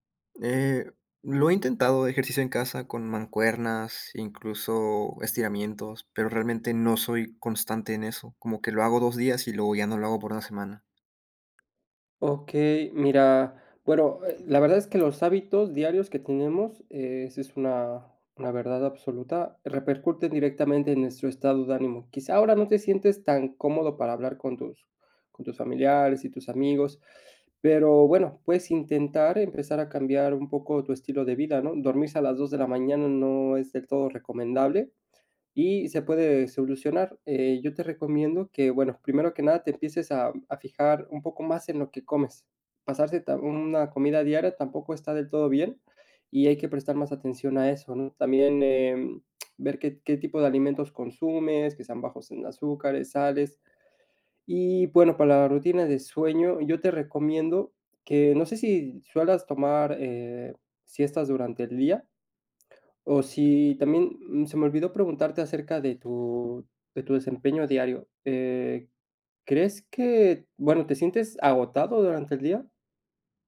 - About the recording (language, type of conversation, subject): Spanish, advice, ¿Por qué me siento emocionalmente desconectado de mis amigos y mi familia?
- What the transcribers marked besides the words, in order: other noise